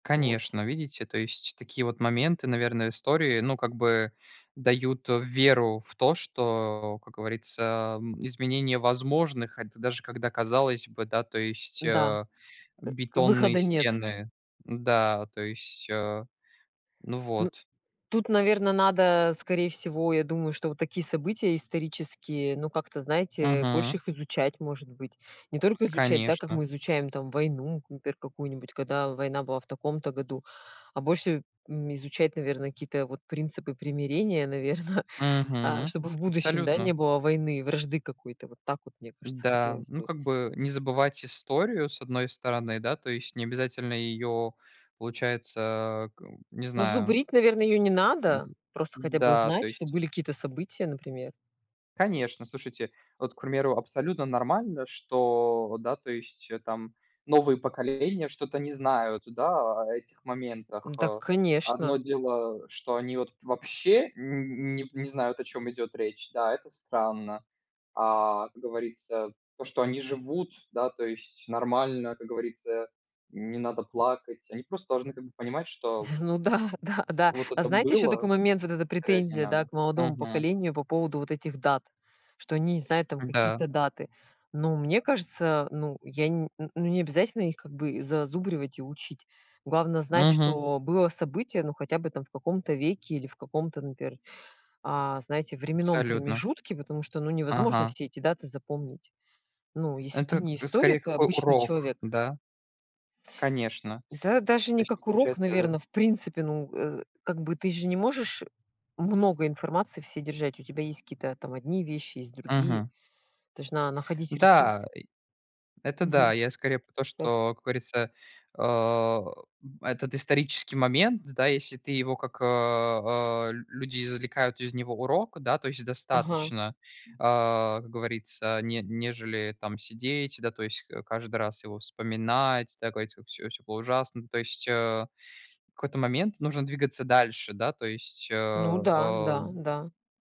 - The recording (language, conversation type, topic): Russian, unstructured, Какие исторические события вдохновляют вас мечтать о будущем?
- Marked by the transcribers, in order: laughing while speaking: "наверно"; other background noise; other noise; chuckle